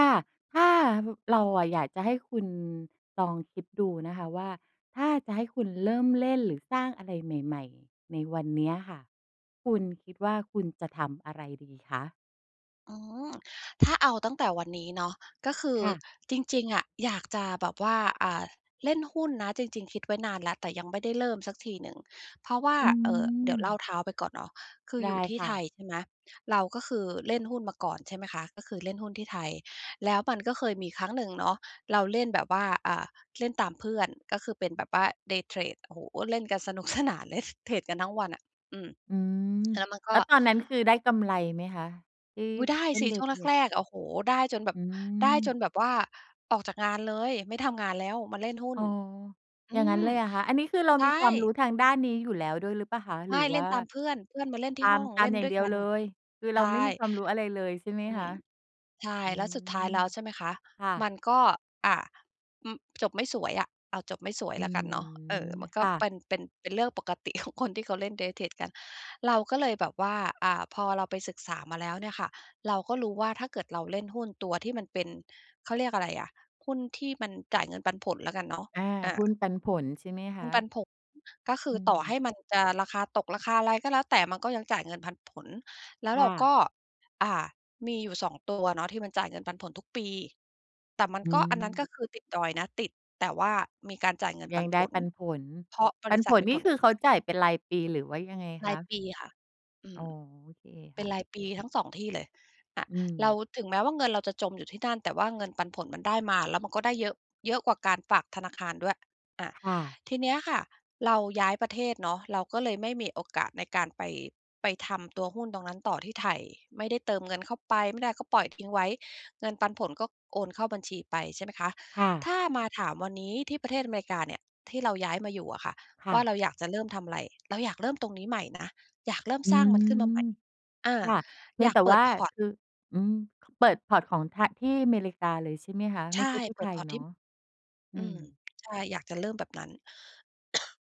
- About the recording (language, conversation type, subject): Thai, podcast, ถ้าคุณเริ่มเล่นหรือสร้างอะไรใหม่ๆ ได้ตั้งแต่วันนี้ คุณจะเลือกทำอะไร?
- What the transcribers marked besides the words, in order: in English: "day trade"; laughing while speaking: "สนานเลย"; in English: "day trade"; laughing while speaking: "ของ"; in English: "day trade"; in English: "พอร์ต"; in English: "พอร์ต"; in English: "พอร์ต"; cough